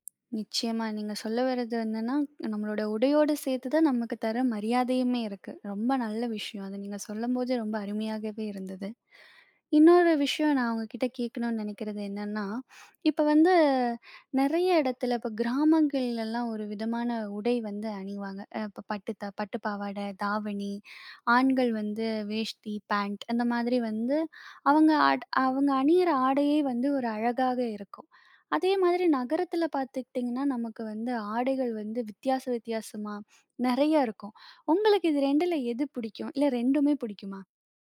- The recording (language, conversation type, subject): Tamil, podcast, உங்கள் ஆடைகள் உங்கள் தன்னம்பிக்கையை எப்படிப் பாதிக்கிறது என்று நீங்கள் நினைக்கிறீர்களா?
- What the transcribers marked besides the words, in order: none